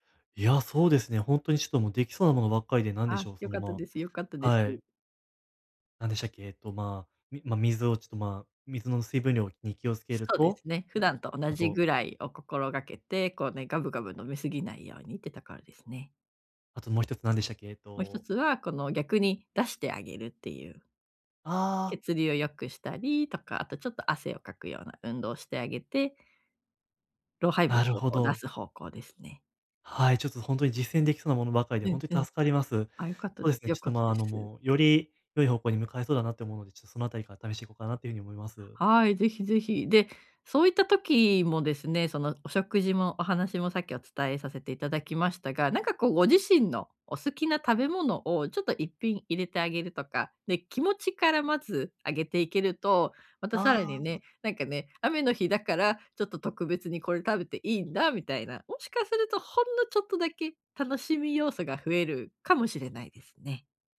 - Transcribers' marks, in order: none
- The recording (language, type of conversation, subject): Japanese, advice, 頭がぼんやりして集中できないとき、思考をはっきりさせて注意力を取り戻すにはどうすればよいですか？
- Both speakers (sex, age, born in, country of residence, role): female, 35-39, Japan, Japan, advisor; male, 20-24, Japan, Japan, user